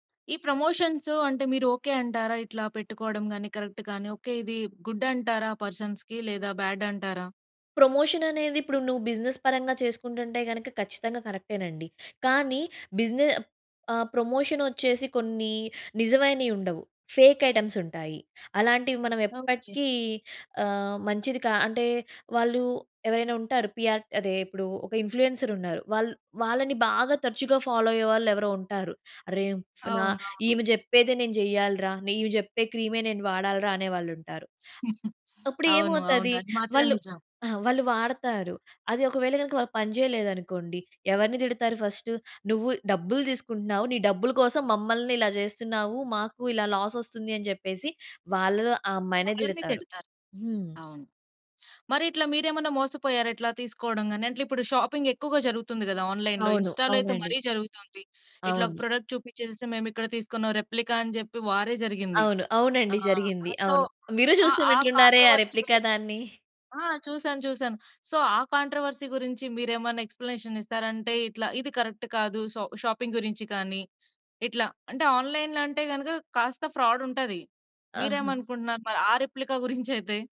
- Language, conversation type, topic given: Telugu, podcast, నిజంగా కలుసుకున్న తర్వాత ఆన్‌లైన్ బంధాలు ఎలా మారతాయి?
- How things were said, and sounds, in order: in English: "ప్రమోషన్స్"; in English: "కరెక్ట్‌గా‌ని"; in English: "గుడ్"; in English: "పర్సన్స్‌కి"; in English: "బ్యాడ్"; in English: "ప్రమోషన్"; in English: "బిజినెస్"; in English: "ప్రమోషన్"; in English: "ఫేక్ ఐటెమ్స్"; in English: "పిఆర్"; in English: "ఇన్‌ఫ్లూయెన్సర్"; in English: "ఫాలో"; chuckle; in English: "ఫస్ట్"; in English: "లాస్"; in English: "షాపింగ్"; in English: "ఆన్‌లైన్‌లో. ఇన్‌స్టాలో"; in English: "ప్రొడక్ట్"; in English: "రెప్లికా"; in English: "సో"; in English: "కాంట్రోవర్సీ"; in English: "రెప్లికా"; in English: "సో"; in English: "కాంట్రోవర్సీ"; in English: "ఎక్స్‌ప్లనేషన్"; in English: "కరెక్ట్"; in English: "షాపింగ్"; in English: "ఆన్‌లైన్‌లో"; in English: "ఫ్రాడ్"; in English: "రెప్లికా"